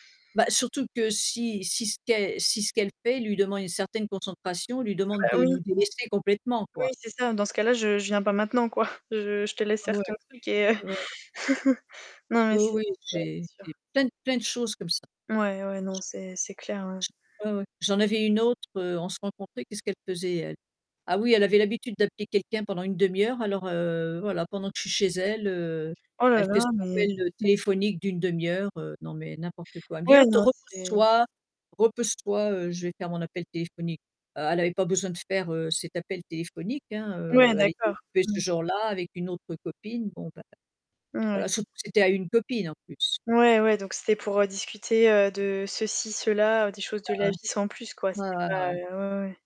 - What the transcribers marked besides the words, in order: static; distorted speech; laughing while speaking: "quoi"; chuckle
- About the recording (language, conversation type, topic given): French, unstructured, Qu’est-ce que tu trouves important dans une amitié durable ?